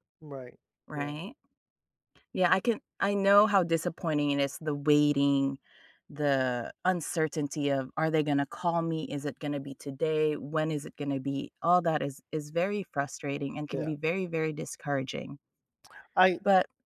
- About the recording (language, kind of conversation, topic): English, advice, How can I cope with being passed over for a job and improve my chances going forward?
- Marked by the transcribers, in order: none